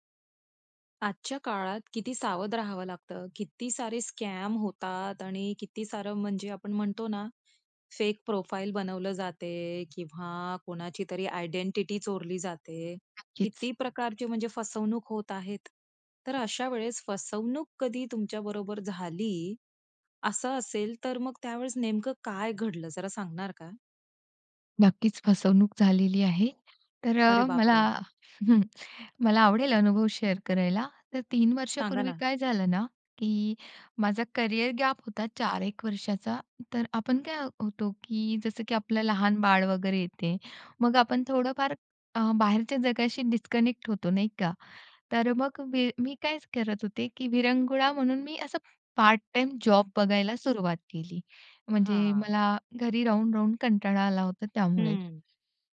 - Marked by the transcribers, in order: in English: "स्कॅम"; other background noise; in English: "प्रोफाइल"; chuckle; tapping; in English: "शेअर"
- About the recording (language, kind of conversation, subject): Marathi, podcast, फसवणुकीचा प्रसंग तुमच्या बाबतीत घडला तेव्हा नेमकं काय झालं?